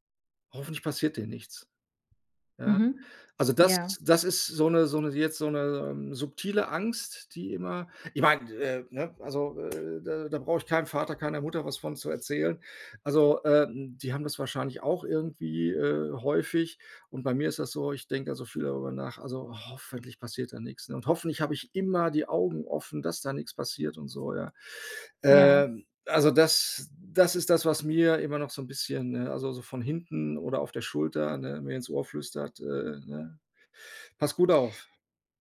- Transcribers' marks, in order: other background noise
- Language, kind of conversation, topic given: German, advice, Wie gehe ich mit der Angst vor dem Unbekannten um?